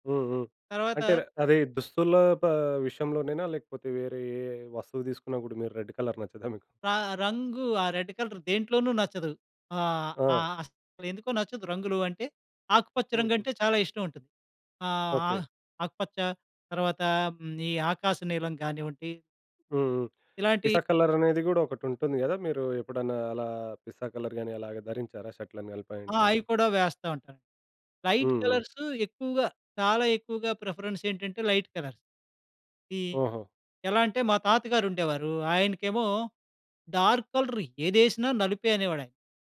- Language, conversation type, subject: Telugu, podcast, మీ దుస్తుల ఎంపికల ద్వారా మీరు మీ వ్యక్తిత్వాన్ని ఎలా వ్యక్తం చేస్తారు?
- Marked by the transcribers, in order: in English: "రెడ్డ్ కలర్"; in English: "రెడ్డ్ కలర్"; in English: "కలర్"; in English: "లైట్ కలర్స్"; in English: "ప్రిఫరెన్స్"; in English: "లైట్ కలర్స్"; in English: "డార్క్ కలర్"